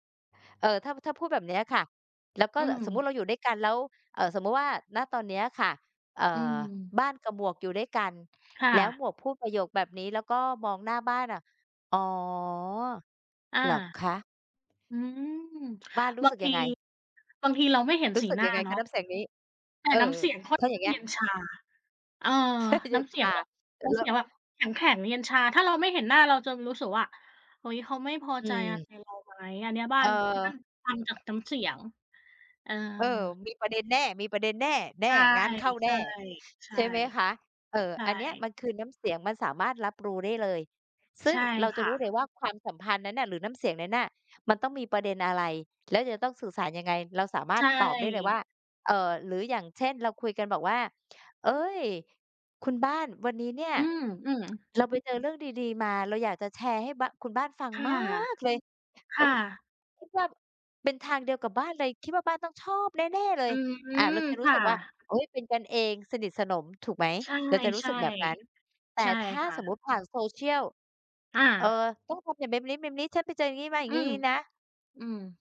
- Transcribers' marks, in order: tapping; other background noise; laughing while speaking: "แทบจะเย็น"; stressed: "มาก"
- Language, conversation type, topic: Thai, unstructured, การสื่อสารในความสัมพันธ์สำคัญแค่ไหน?
- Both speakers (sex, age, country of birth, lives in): female, 30-34, Thailand, Thailand; female, 50-54, Thailand, Thailand